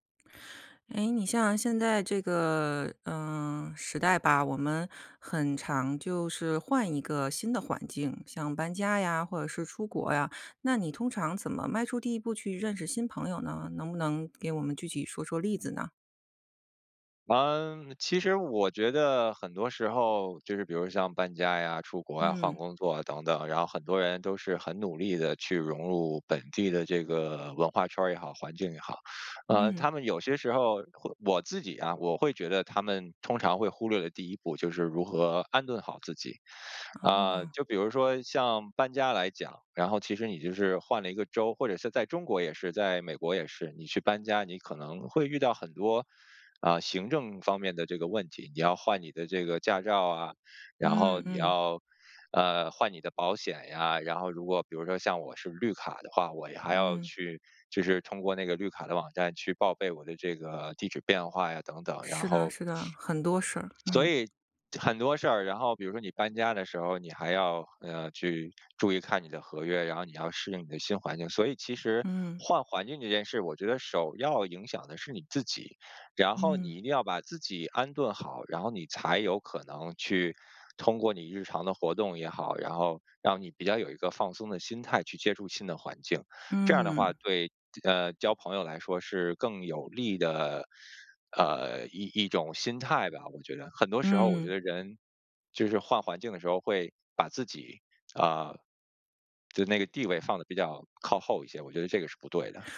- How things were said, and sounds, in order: other background noise
- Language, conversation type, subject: Chinese, podcast, 如何建立新的朋友圈？